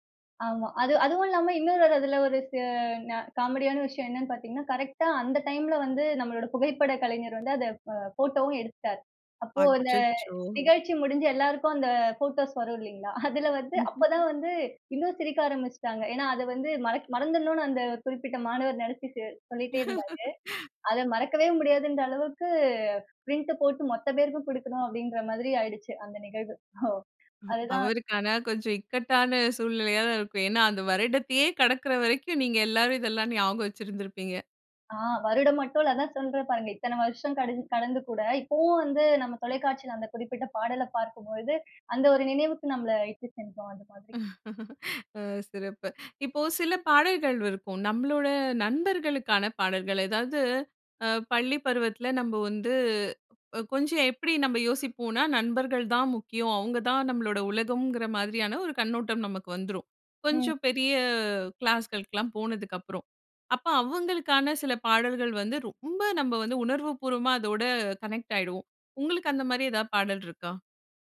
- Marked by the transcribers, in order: laughing while speaking: "அதில வந்து அப்ப தான் வந்து இன்னும் சிரிக்க ஆரம்பிச்சுட்டாங்க"; laugh; drawn out: "அளவுக்கு"; "சென்றுரும்" said as "சென்றும்"; laugh; "இருக்கும்" said as "விருக்கும்"; drawn out: "பெரிய"; "எதாது" said as "எதா"
- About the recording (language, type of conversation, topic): Tamil, podcast, ஒரு பாடல் உங்களுக்கு பள்ளி நாட்களை நினைவுபடுத்துமா?